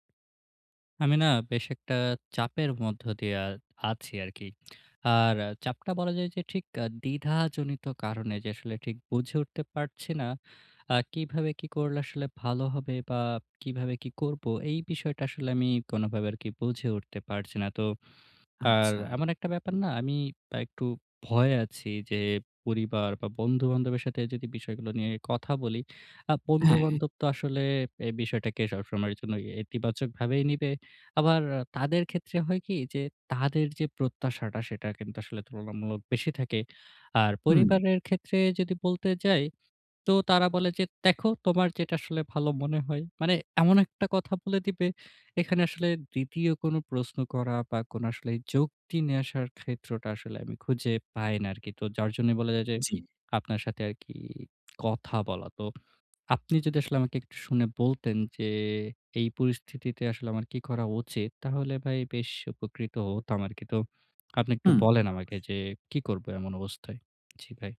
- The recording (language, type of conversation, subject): Bengali, advice, বাজেটের মধ্যে স্টাইলিশ ও টেকসই পোশাক কীভাবে কেনা যায়?
- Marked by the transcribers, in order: lip smack